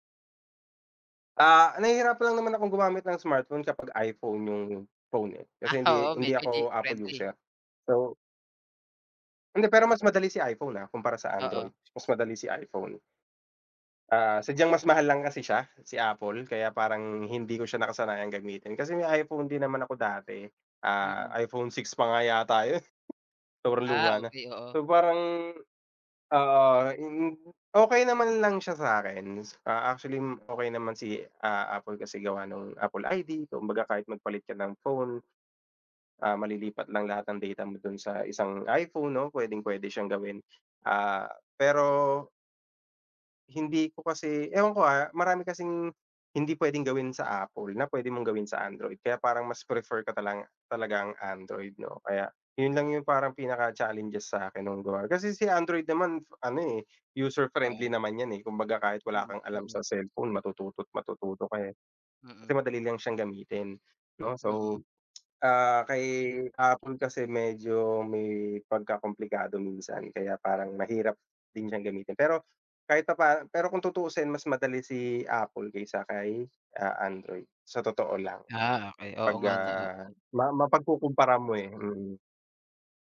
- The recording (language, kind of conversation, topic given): Filipino, unstructured, Ano ang naramdaman mo nang unang beses kang gumamit ng matalinong telepono?
- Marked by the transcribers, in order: laughing while speaking: "Ah, oo"; bird; laughing while speaking: "yun"; in English: "user friendly"; tsk